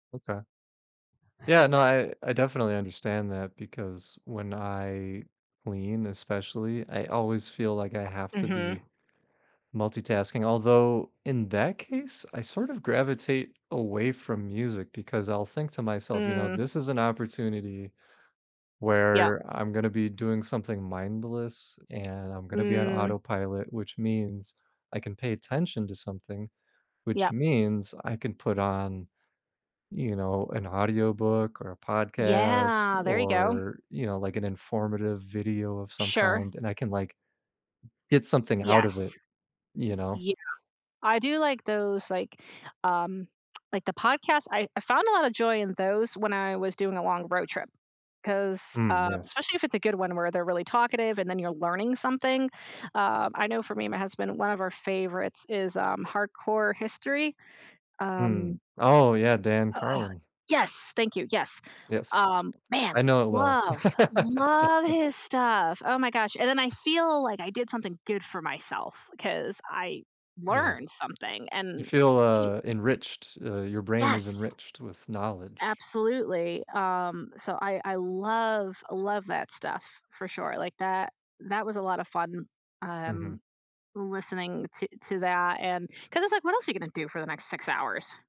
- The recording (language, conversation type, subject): English, unstructured, How should I choose background music for my group so it motivates?
- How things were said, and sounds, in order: "Okay" said as "Otay"; tapping; other background noise; tsk; stressed: "love"; laugh